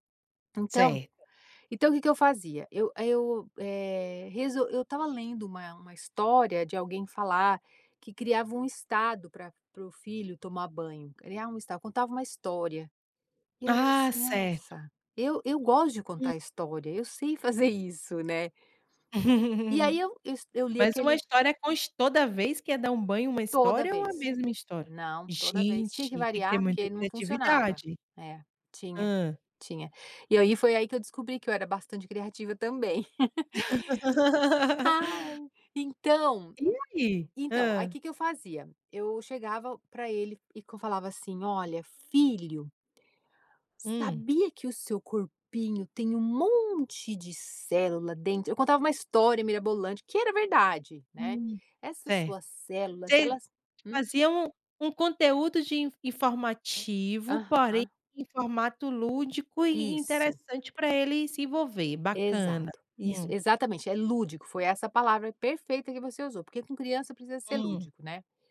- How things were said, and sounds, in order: laugh; laugh; tapping
- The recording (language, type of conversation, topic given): Portuguese, podcast, O que você faz para transformar tarefas chatas em uma rotina gostosa?